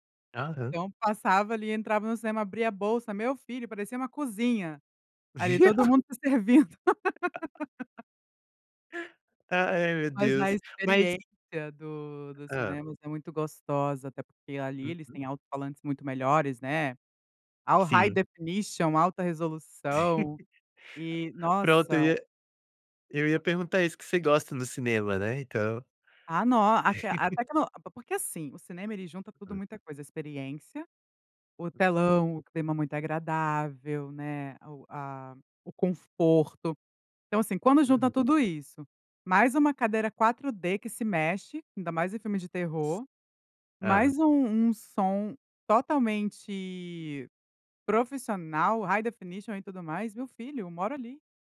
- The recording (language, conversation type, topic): Portuguese, podcast, Por que as trilhas sonoras são tão importantes em um filme?
- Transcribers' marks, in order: laugh; in English: "all high definition"; laughing while speaking: "Sim"; laugh; laugh; tapping; other background noise; in English: "high definition"